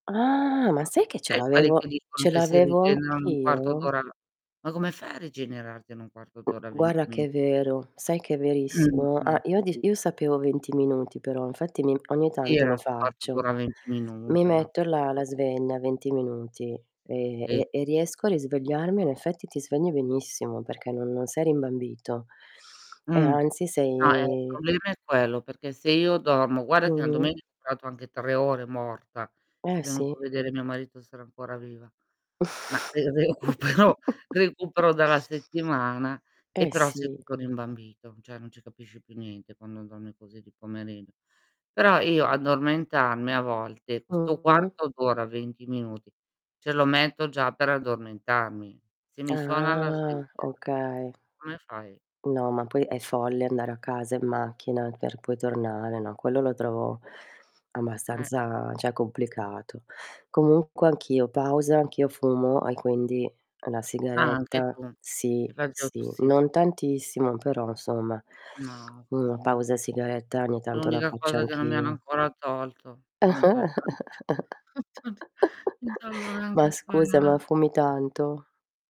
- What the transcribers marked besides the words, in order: drawn out: "Ah"; unintelligible speech; distorted speech; tapping; "guarda" said as "guara"; throat clearing; "Cioè" said as "ceh"; drawn out: "sei"; other background noise; unintelligible speech; chuckle; static; laughing while speaking: "recupero"; "cioè" said as "ceh"; drawn out: "Ah"; "cioè" said as "ceh"; laugh; chuckle; unintelligible speech; unintelligible speech
- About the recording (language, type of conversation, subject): Italian, unstructured, In che modo le pause regolari possono aumentare la nostra produttività?